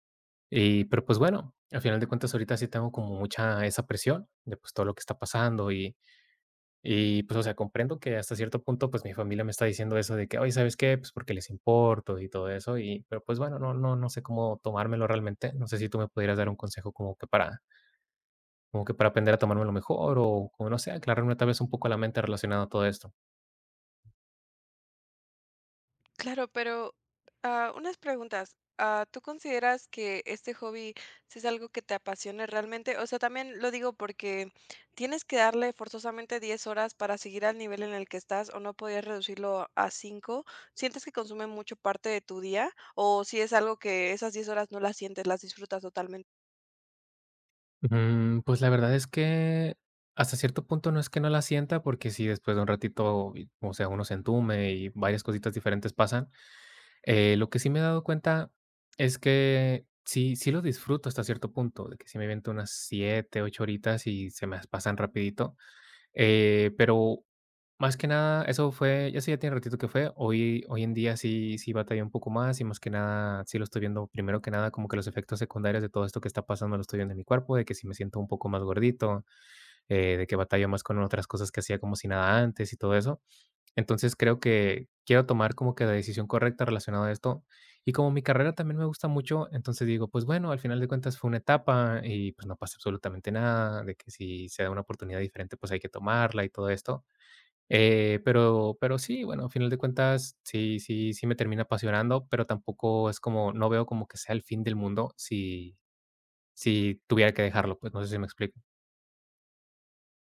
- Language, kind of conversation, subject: Spanish, advice, ¿Cómo puedo manejar la presión de sacrificar mis hobbies o mi salud por las demandas de otras personas?
- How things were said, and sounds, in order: other background noise